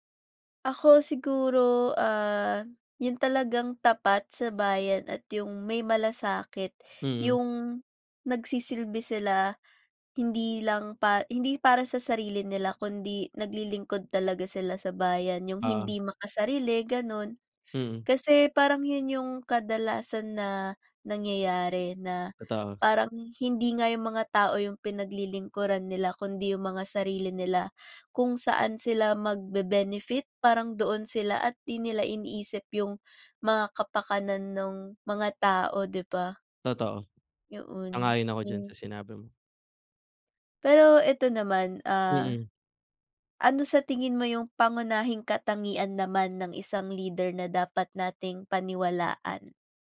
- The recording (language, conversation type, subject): Filipino, unstructured, Paano mo ilalarawan ang magandang pamahalaan para sa bayan?
- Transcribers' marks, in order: other background noise; tapping